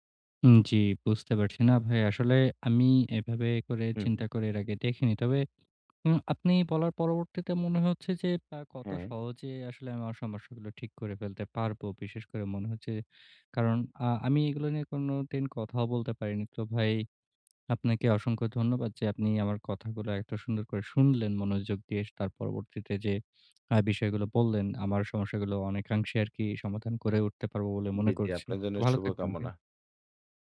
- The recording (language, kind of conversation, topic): Bengali, advice, নতুন বাবা-মা হিসেবে সময় কীভাবে ভাগ করে কাজ ও পরিবারের দায়িত্বের ভারসাম্য রাখব?
- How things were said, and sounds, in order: none